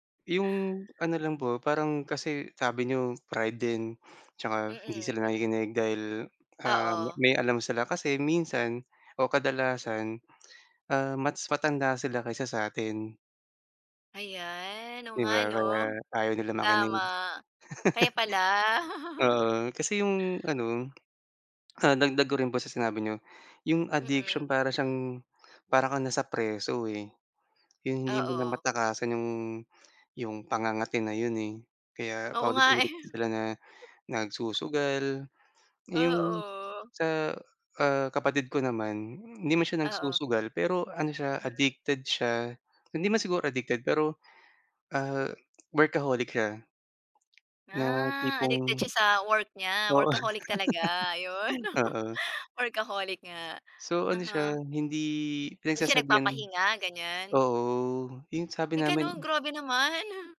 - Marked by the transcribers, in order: laugh; chuckle; tapping; laughing while speaking: "eh"; other background noise; bird; laughing while speaking: "Oo"; laugh; chuckle
- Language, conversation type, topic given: Filipino, unstructured, Ano ang pinakamabisang paraan upang makumbinsi ang isang taong matigas ang ulo?